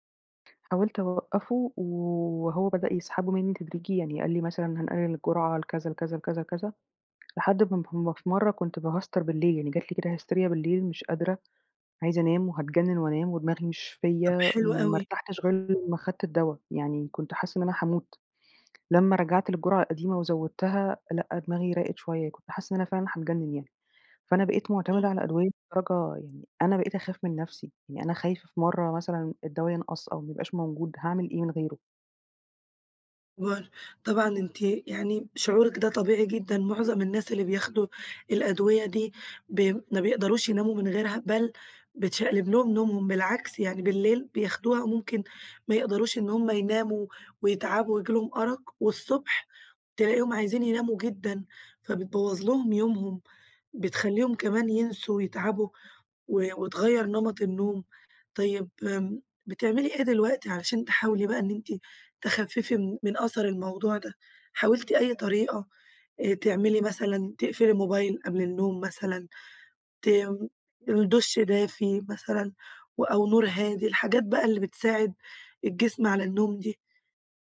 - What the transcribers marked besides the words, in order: tapping; in English: "باهستر"; in English: "هستيريا"; unintelligible speech
- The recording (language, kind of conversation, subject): Arabic, advice, إزاي اعتمادك الزيادة على أدوية النوم مأثر عليك؟